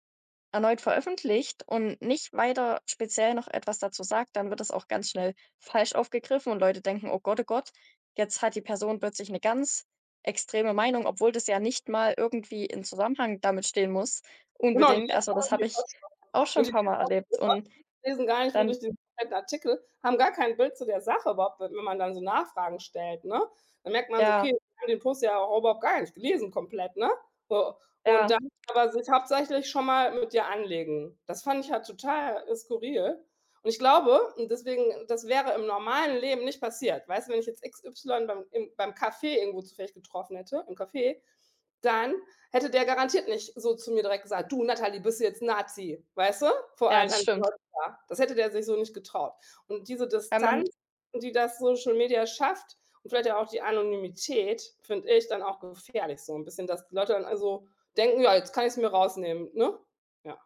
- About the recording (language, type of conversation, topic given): German, unstructured, Wie verändern soziale Medien unsere Gemeinschaft?
- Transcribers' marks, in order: unintelligible speech; other background noise; tapping; put-on voice: "Du Natalie, bist du jetzt 'n Nazi?"